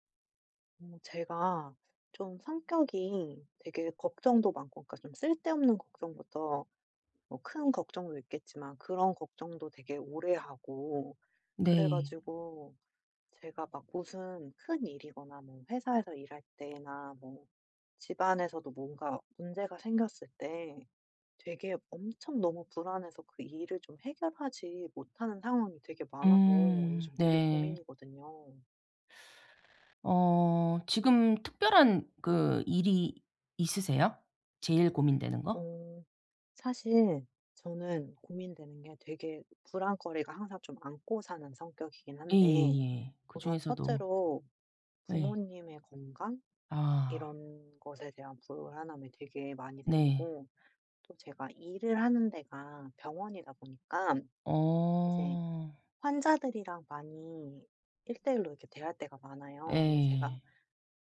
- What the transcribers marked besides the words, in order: other background noise; tapping
- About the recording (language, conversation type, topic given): Korean, advice, 복잡한 일을 앞두고 불안감과 자기의심을 어떻게 줄일 수 있을까요?